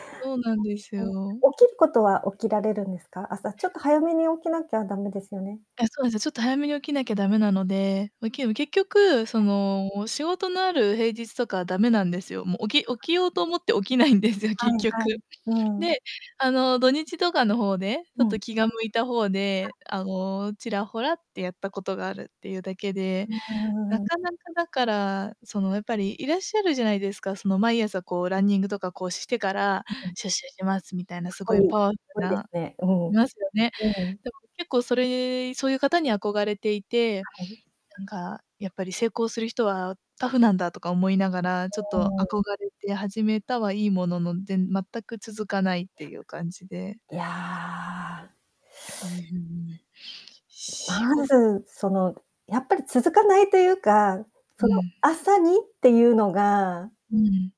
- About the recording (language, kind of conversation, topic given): Japanese, advice, 毎朝の運動を習慣にしたいのに続かないのは、なぜですか？
- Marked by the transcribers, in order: static; other background noise; laughing while speaking: "起きないんですよ"; distorted speech; drawn out: "いや"